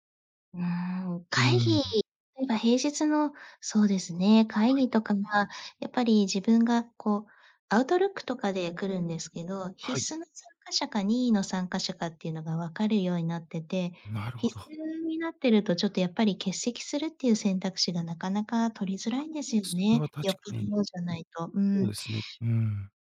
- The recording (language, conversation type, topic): Japanese, advice, 仕事が忙しくて休憩や休息を取れないのですが、どうすれば取れるようになりますか？
- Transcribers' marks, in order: none